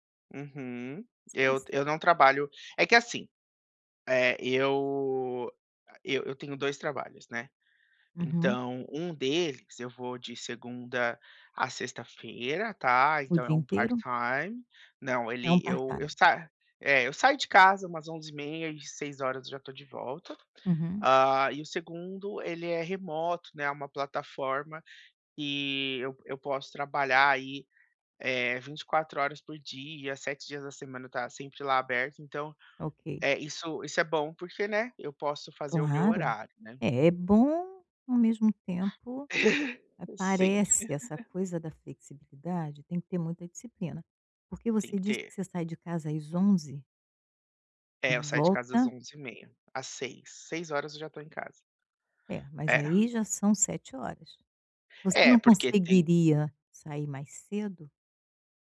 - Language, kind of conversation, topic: Portuguese, advice, Como saber se o meu cansaço é temporário ou crônico?
- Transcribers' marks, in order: tapping; in English: "part time"; in English: "part time"; other background noise; chuckle; laugh